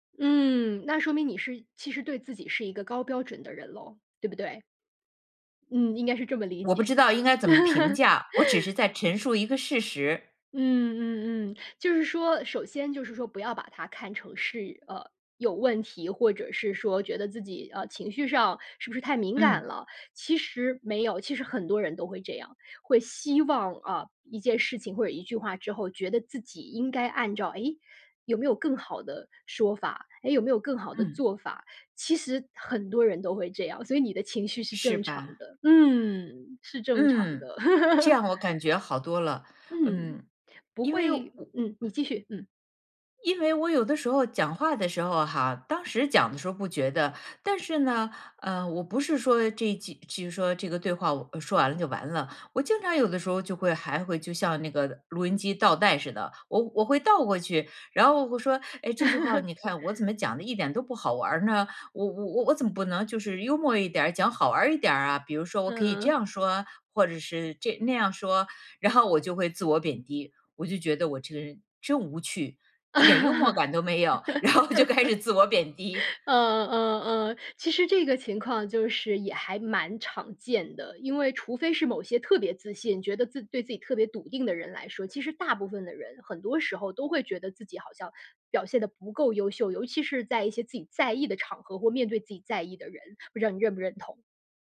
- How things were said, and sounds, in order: laugh; other background noise; laugh; chuckle; laughing while speaking: "然后"; laugh; laughing while speaking: "然后就开始自我贬低"
- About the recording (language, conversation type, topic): Chinese, advice, 我该如何描述自己持续自我贬低的内心对话？